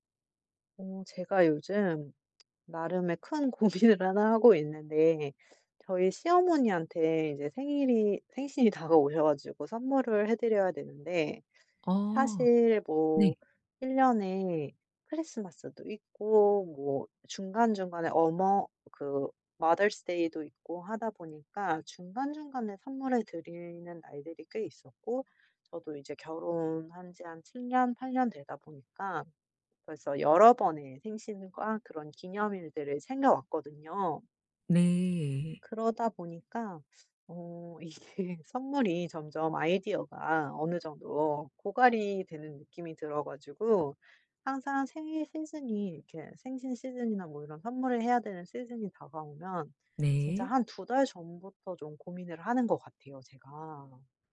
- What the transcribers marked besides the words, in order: other background noise; laughing while speaking: "고민을"; in English: "마더스데이도"; laughing while speaking: "이게"
- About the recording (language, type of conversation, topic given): Korean, advice, 선물을 뭘 사야 할지 전혀 모르겠는데, 아이디어를 좀 도와주실 수 있나요?